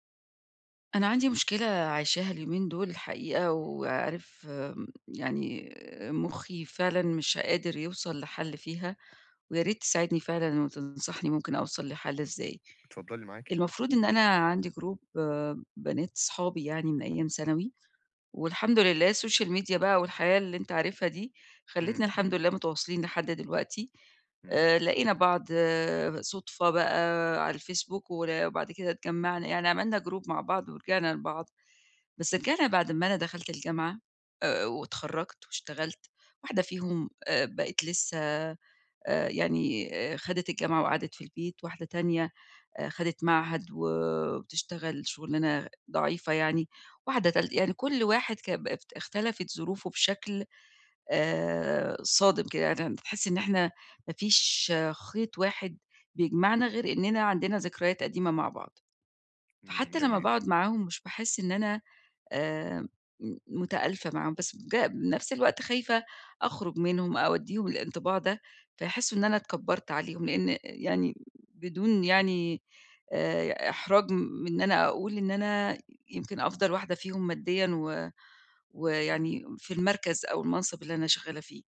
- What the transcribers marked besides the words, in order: in English: "group"; in English: "الSocial Media"; in English: "group"; tapping
- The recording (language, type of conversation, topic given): Arabic, advice, إزاي بتتفكك صداقاتك القديمة بسبب اختلاف القيم أو أولويات الحياة؟